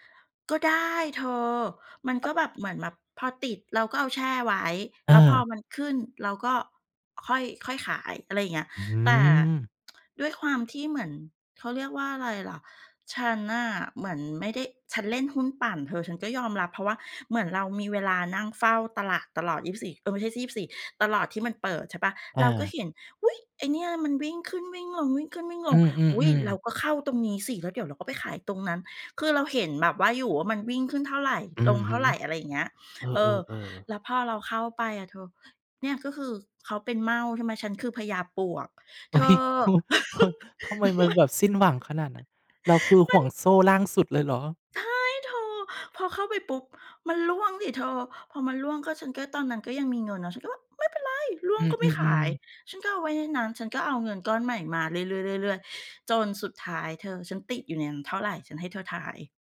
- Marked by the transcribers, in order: tapping; tsk; laughing while speaking: "เฮ้ย"; laugh; laughing while speaking: "ม"
- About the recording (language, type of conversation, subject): Thai, unstructured, เคยมีเหตุการณ์ไหนที่เรื่องเงินทำให้คุณรู้สึกเสียใจไหม?